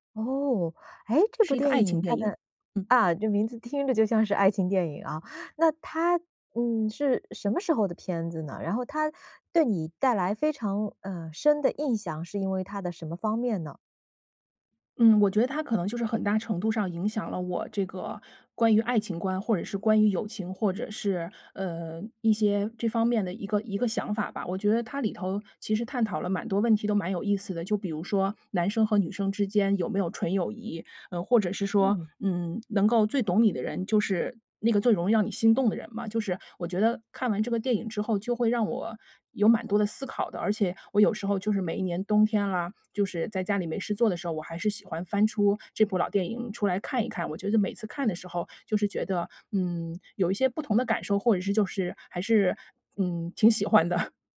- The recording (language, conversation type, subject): Chinese, podcast, 你能跟我们分享一部对你影响很大的电影吗？
- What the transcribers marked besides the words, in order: laughing while speaking: "听着就像是爱情电影啊"; "蛮" said as "满"; "蛮" said as "满"; laughing while speaking: "喜欢的"